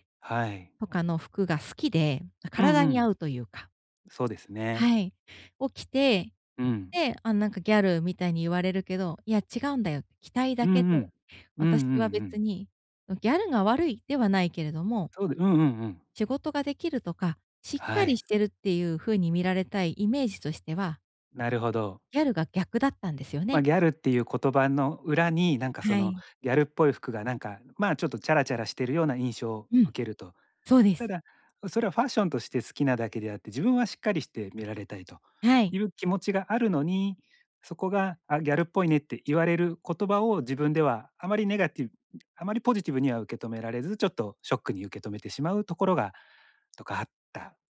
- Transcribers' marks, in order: other noise
- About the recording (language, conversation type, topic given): Japanese, advice, 他人の目を気にせず服を選ぶにはどうすればよいですか？